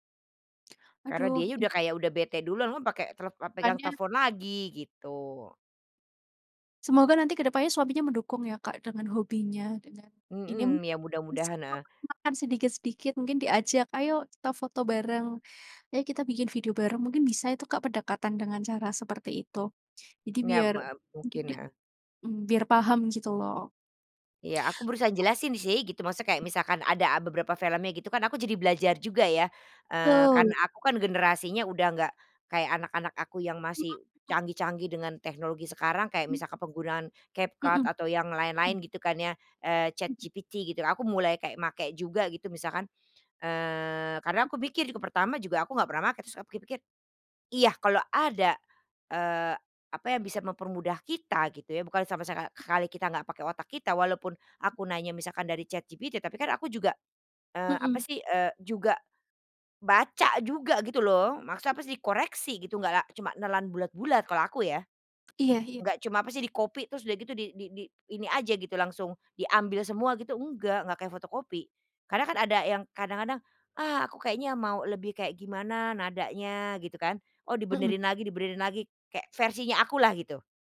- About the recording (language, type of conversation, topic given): Indonesian, unstructured, Bagaimana perasaanmu kalau ada yang mengejek hobimu?
- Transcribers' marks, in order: other background noise; unintelligible speech